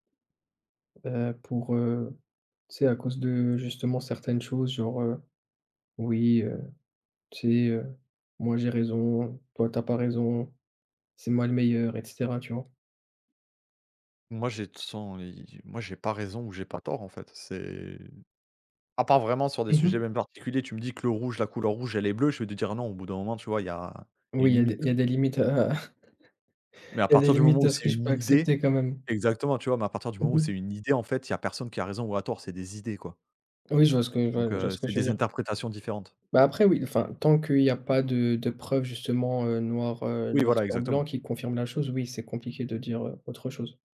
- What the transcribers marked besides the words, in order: laughing while speaking: "à"; tapping; stressed: "idée"; other background noise
- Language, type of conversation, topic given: French, unstructured, Comment fais-tu pour convaincre quelqu’un de l’importance de ton point de vue ?